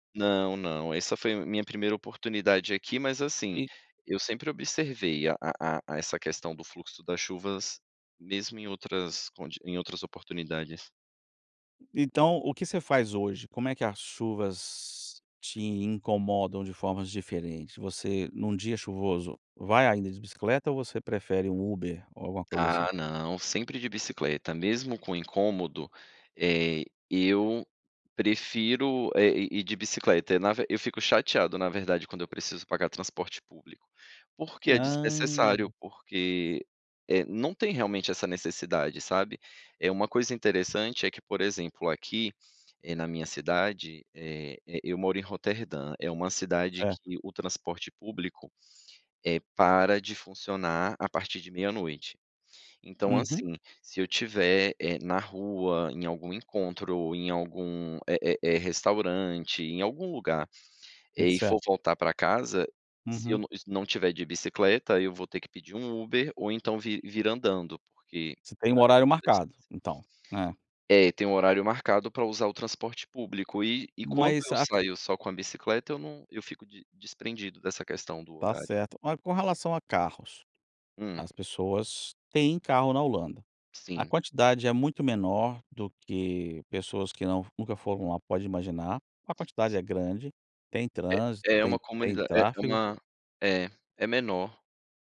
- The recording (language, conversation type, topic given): Portuguese, podcast, Como o ciclo das chuvas afeta seu dia a dia?
- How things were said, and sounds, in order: other background noise; tapping; drawn out: "Hã!"